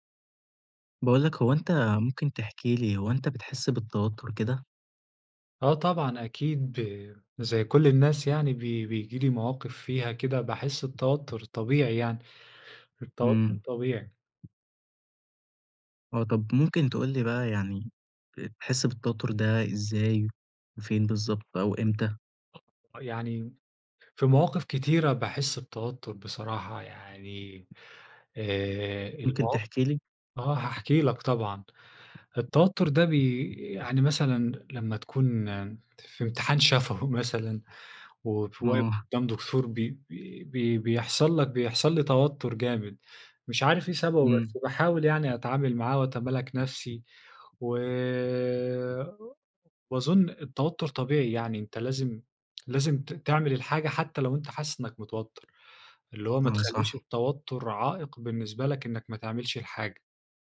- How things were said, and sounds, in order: tapping; other background noise; laughing while speaking: "شفوي مثلًا"
- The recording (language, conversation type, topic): Arabic, podcast, إزاي بتتعامل مع التوتر اليومي؟